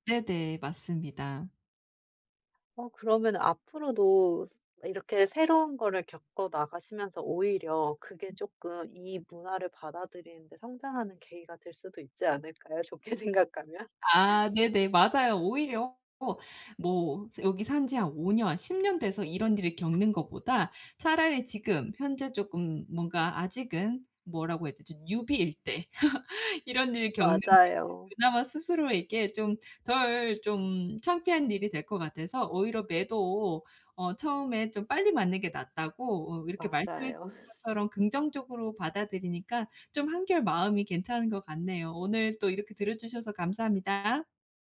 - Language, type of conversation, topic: Korean, advice, 현지 문화를 존중하며 민감하게 적응하려면 어떻게 해야 하나요?
- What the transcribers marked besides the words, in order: laughing while speaking: "좋게 생각하면?"; laugh; in English: "newbie일"; laugh; tapping; laugh